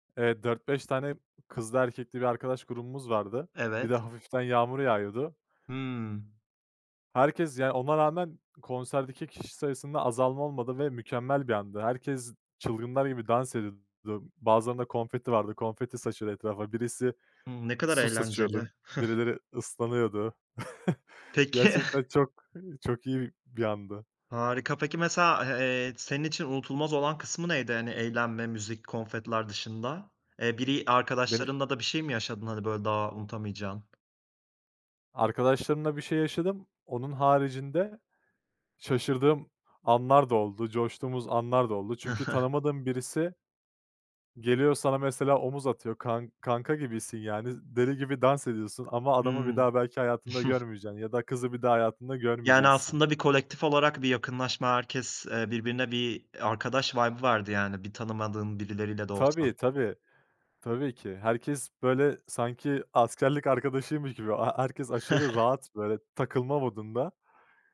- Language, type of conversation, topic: Turkish, podcast, Canlı bir konserde yaşadığın unutulmaz bir anıyı paylaşır mısın?
- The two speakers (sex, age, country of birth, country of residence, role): male, 25-29, Turkey, Italy, host; male, 25-29, Turkey, Netherlands, guest
- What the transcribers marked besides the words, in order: tapping; chuckle; laughing while speaking: "Peki"; chuckle; chuckle; chuckle; in English: "vibe'ı"; other background noise; chuckle